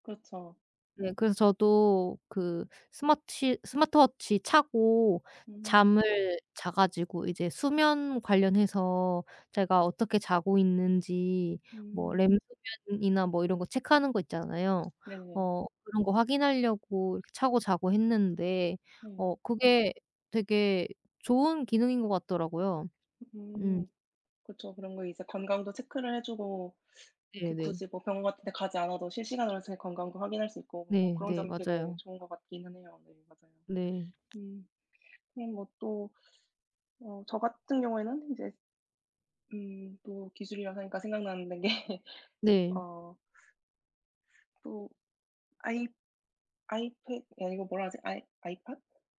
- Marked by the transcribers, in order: other background noise; tapping; laughing while speaking: "게"
- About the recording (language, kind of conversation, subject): Korean, unstructured, 기술이 우리 일상생활을 어떻게 바꾸고 있다고 생각하시나요?